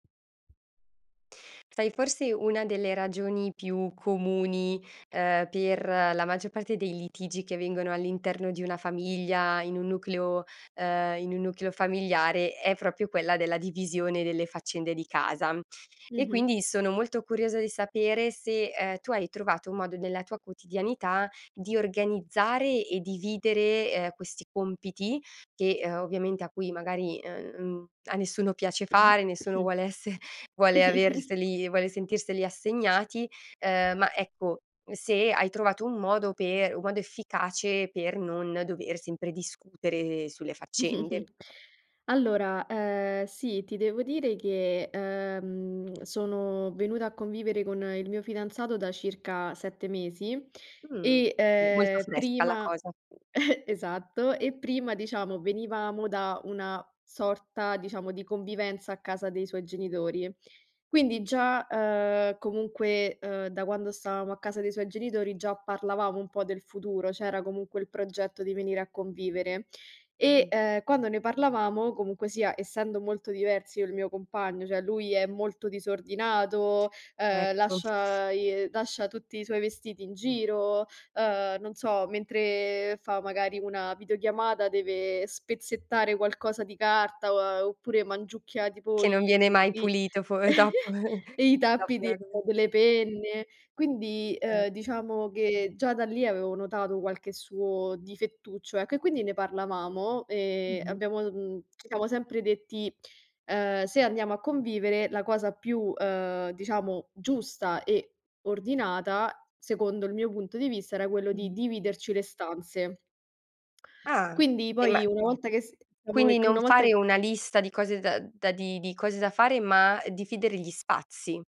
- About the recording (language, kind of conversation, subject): Italian, podcast, Come vi dividete le faccende a casa, avete regole?
- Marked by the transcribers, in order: cough; chuckle; other background noise; tapping; chuckle; chuckle; "cioè" said as "ceh"; chuckle; "dividere" said as "difidere"